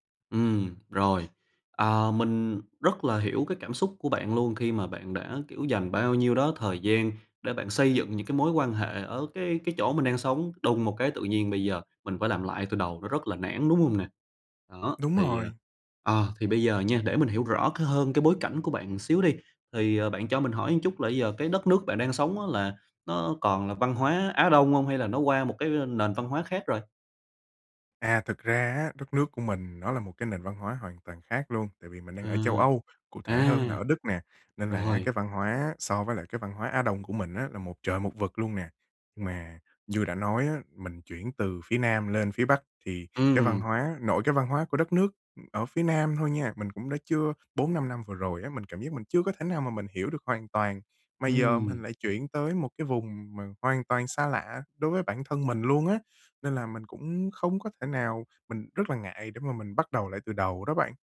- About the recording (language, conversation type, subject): Vietnamese, advice, Bạn đang cảm thấy cô đơn và thiếu bạn bè sau khi chuyển đến một thành phố mới phải không?
- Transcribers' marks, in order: tapping; "một" said as "ừn"; "một" said as "ưn"; other background noise